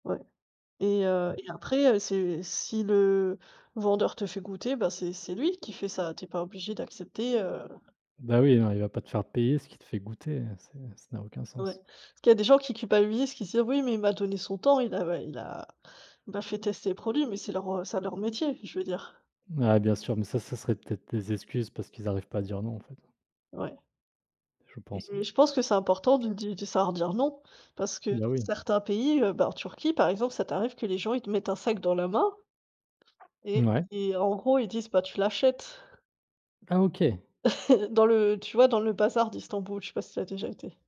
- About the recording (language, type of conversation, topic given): French, unstructured, Comment réagis-tu face aux escroqueries ou aux arnaques en voyage ?
- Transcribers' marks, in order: tapping; "c'est" said as "ça"; chuckle